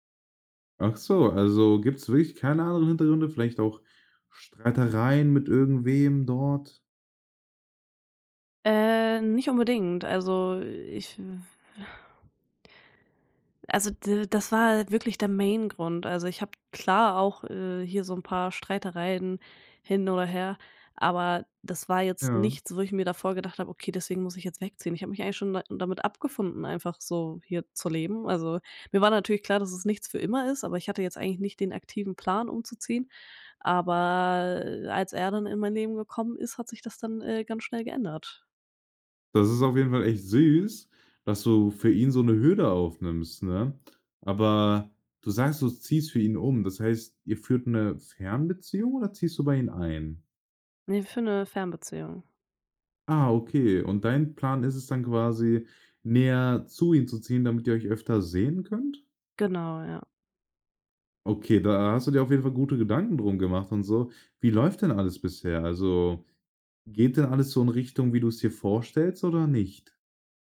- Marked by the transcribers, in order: other noise; sigh; in English: "Main"
- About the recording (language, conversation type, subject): German, podcast, Wann hast du zum ersten Mal alleine gewohnt und wie war das?